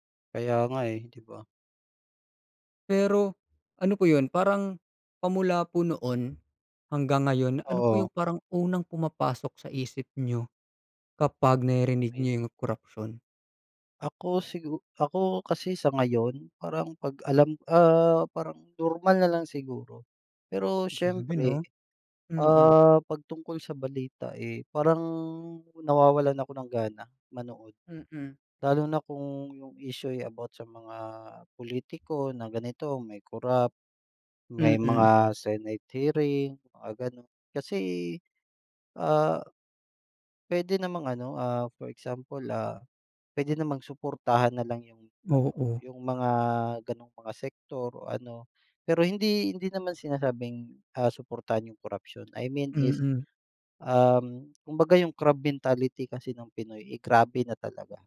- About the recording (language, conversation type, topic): Filipino, unstructured, Paano mo nararamdaman ang mga nabubunyag na kaso ng katiwalian sa balita?
- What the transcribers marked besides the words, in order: in English: "Senate hearing"; in English: "for example"; in English: "crab mentality"